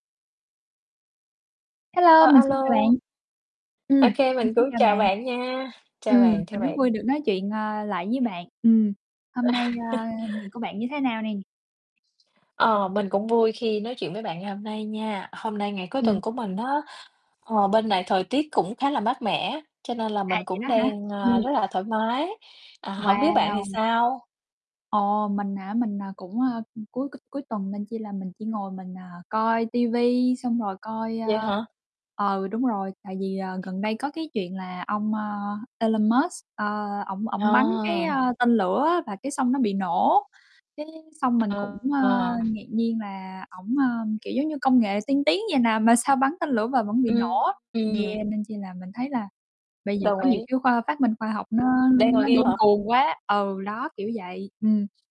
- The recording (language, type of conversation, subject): Vietnamese, unstructured, Tại sao các phát minh khoa học lại quan trọng đối với cuộc sống hằng ngày?
- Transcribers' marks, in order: other background noise; distorted speech; chuckle; laugh; tapping; unintelligible speech